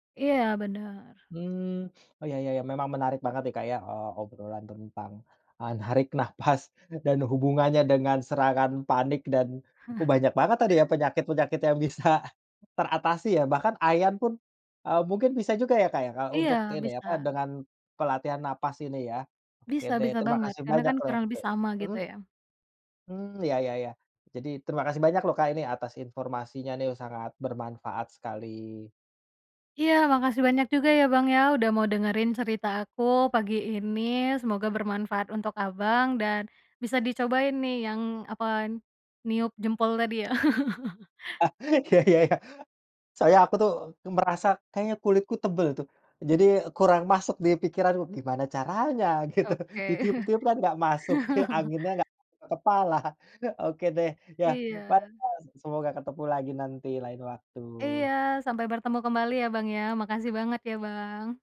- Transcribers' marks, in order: laughing while speaking: "narik nafas"; chuckle; laughing while speaking: "bisa"; chuckle; laughing while speaking: "Ah, iya iya iya"; laughing while speaking: "gitu"; chuckle; chuckle; unintelligible speech
- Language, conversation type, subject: Indonesian, podcast, Bagaimana kamu menggunakan teknik pernapasan untuk menenangkan diri saat panik?
- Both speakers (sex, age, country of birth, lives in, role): female, 25-29, Indonesia, Indonesia, guest; male, 30-34, Indonesia, Indonesia, host